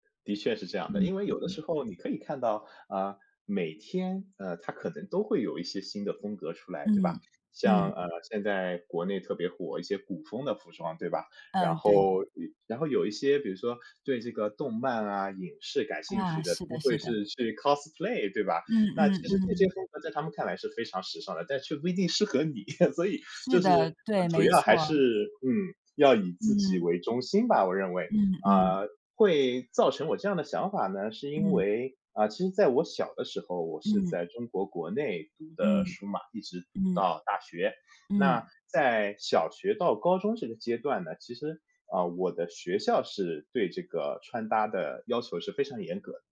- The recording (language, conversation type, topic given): Chinese, podcast, 你如何在日常生活中保持风格一致？
- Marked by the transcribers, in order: put-on voice: "cosplay"; in English: "cosplay"; laugh; other background noise